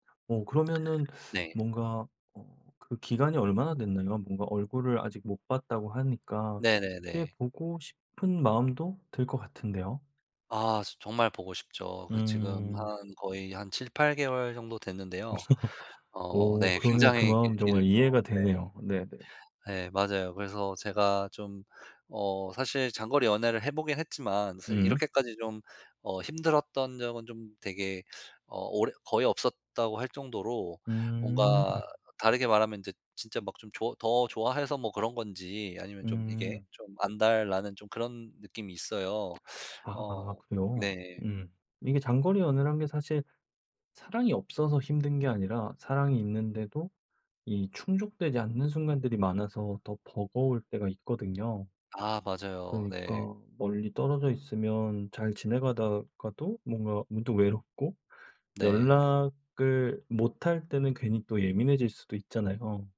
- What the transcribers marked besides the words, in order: other background noise; tapping; laugh; teeth sucking
- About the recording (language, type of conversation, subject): Korean, advice, 장거리 연애 때문에 외롭고 서로 소원해진 것처럼 느낄 때, 그 감정을 어떻게 설명하시겠어요?